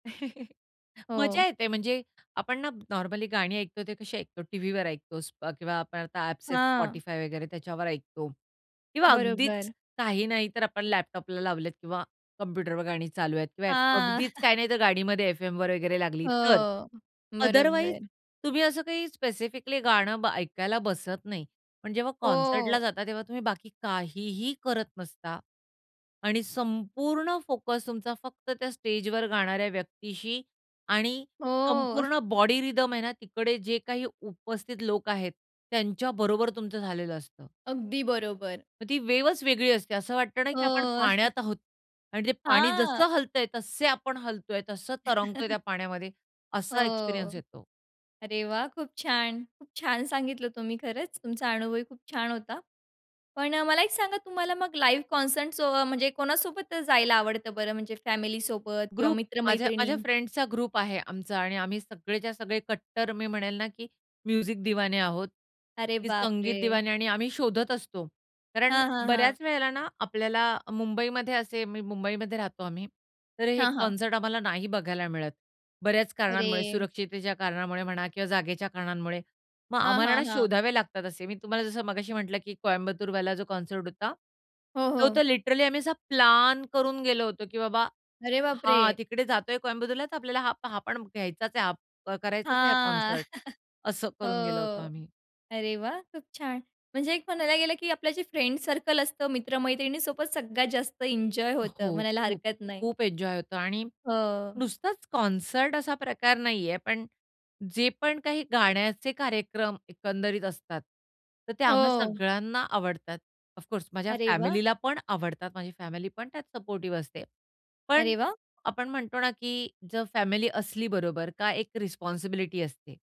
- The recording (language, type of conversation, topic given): Marathi, podcast, लाईव्ह कॉन्सर्टचा अनुभव कधी वेगळा वाटतो आणि त्यामागची कारणं काय असतात?
- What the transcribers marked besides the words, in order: chuckle; chuckle; in English: "अदरवाईज"; in English: "कॉन्सर्टला"; in English: "बॉडी रिथम"; chuckle; in English: "वेव्हच"; chuckle; chuckle; joyful: "अरे वाह! खूप छान. खूप … खूप छान होता"; in English: "लाईव्ह कॉन्सर्ट"; in English: "ग्रुप"; in English: "फ्रेंड्सचा ग्रुप"; in English: "म्युझिक"; in English: "कॉन्सर्ट"; in English: "कॉन्सर्ट"; in English: "लिटरली"; surprised: "अरे बापरे!"; chuckle; in English: "कॉन्सर्ट"; in English: "फ्रेंड्स सर्कल"; in English: "एन्जॉय"; in English: "कॉन्सर्ट"; in English: "ऑफकोर्स"; in English: "रिस्पॉन्सिबिलिटी"